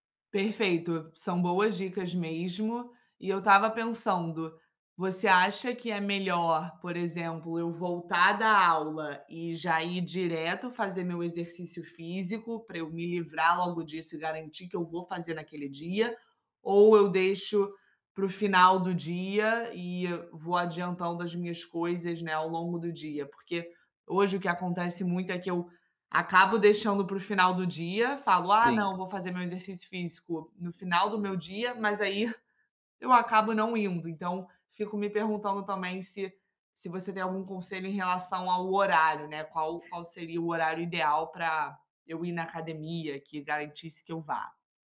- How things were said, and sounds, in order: tapping
- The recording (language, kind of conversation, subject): Portuguese, advice, Como posso ser mais consistente com os exercícios físicos?